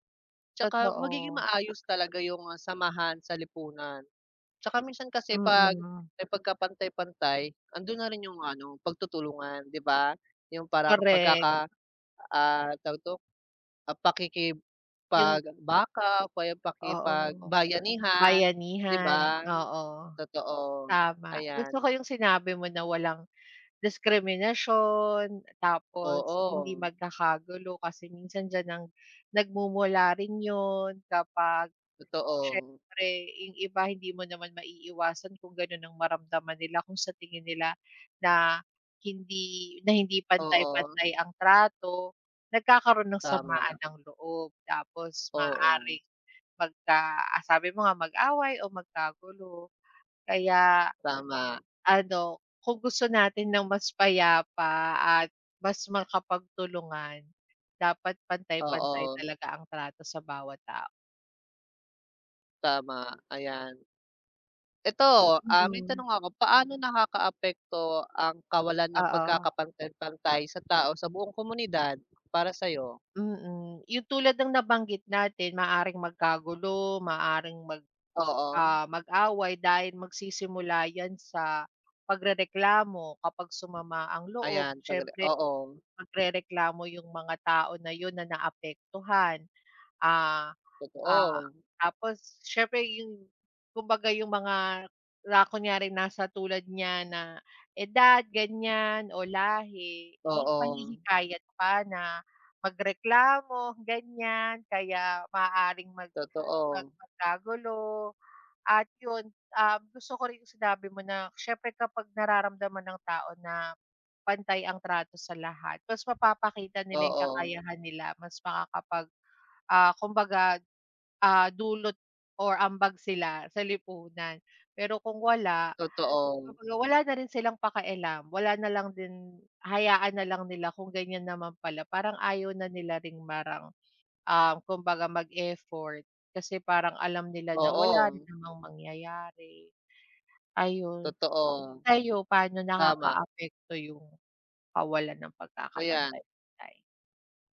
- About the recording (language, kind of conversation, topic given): Filipino, unstructured, Paano mo maipapaliwanag ang kahalagahan ng pagkakapantay-pantay sa lipunan?
- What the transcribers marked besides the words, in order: other background noise; put-on voice: "pakipagbayanihan"; background speech; tapping